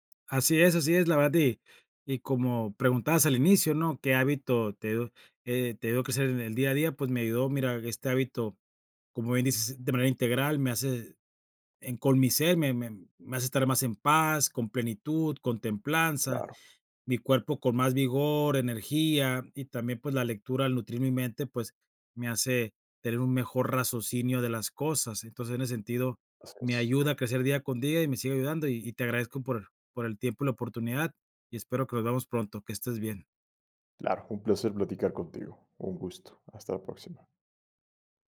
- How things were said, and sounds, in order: "raciocinio" said as "razocinio"
- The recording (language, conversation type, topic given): Spanish, podcast, ¿Qué hábito te ayuda a crecer cada día?